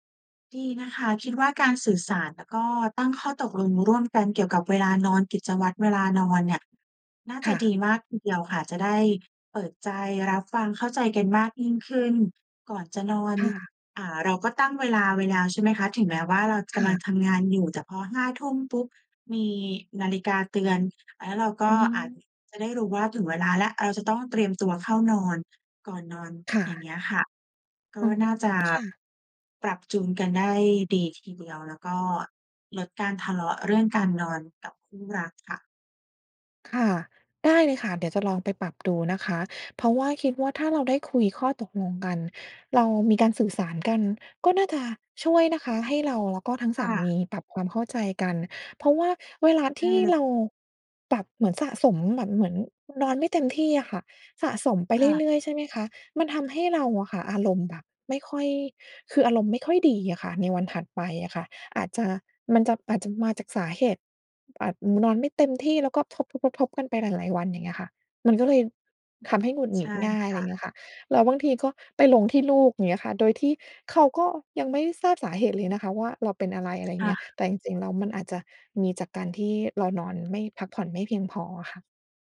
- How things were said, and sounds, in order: other noise
- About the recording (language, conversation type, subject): Thai, advice, ต่างเวลาเข้านอนกับคนรักทำให้ทะเลาะกันเรื่องการนอน ควรทำอย่างไรดี?